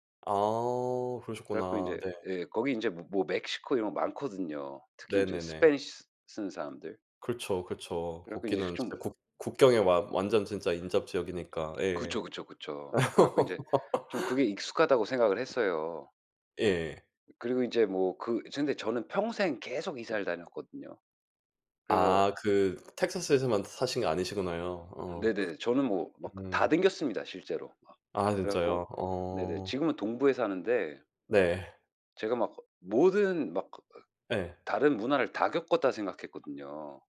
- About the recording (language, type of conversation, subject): Korean, unstructured, 문화 차이 때문에 생겼던 재미있는 일이 있나요?
- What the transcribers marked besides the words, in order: in English: "스페니시"; other background noise; laugh